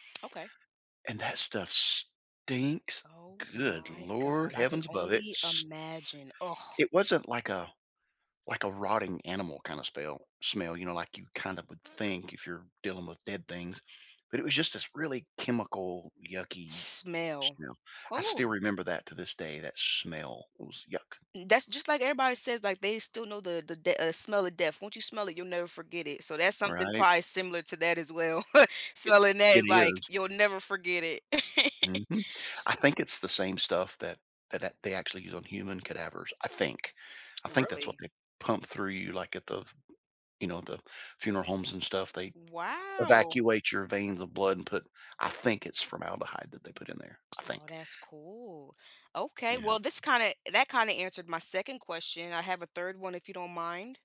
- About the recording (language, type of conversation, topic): English, unstructured, How can schools make learning more fun?
- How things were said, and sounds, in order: disgusted: "stinks"; stressed: "stinks"; other background noise; disgusted: "ugh"; tapping; chuckle; laugh; drawn out: "Wow"; stressed: "cool"